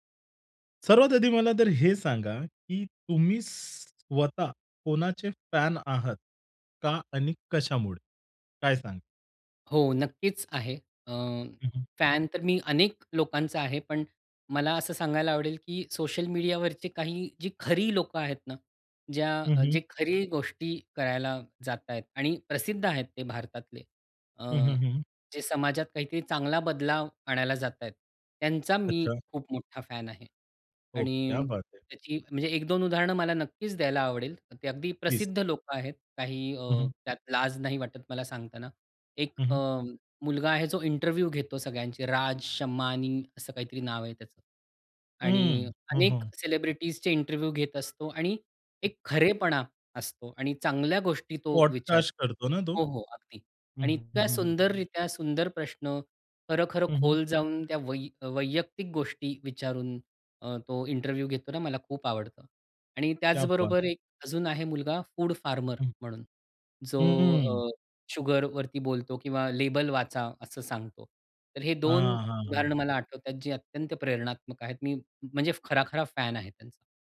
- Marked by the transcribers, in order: in Hindi: "क्या बात है"; in English: "इंटरव्ह्यू"; in English: "सेलिब्रिटीजचे इंटरव्ह्यू"; tapping; other background noise; in English: "पॉडकास्ट"; in English: "इंटरव्ह्यू"; in Hindi: "क्या बात"; in English: "फूड फार्मर"; in English: "शुगरवरती"
- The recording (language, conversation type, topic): Marathi, podcast, चाहत्यांचे गट आणि चाहत संस्कृती यांचे फायदे आणि तोटे कोणते आहेत?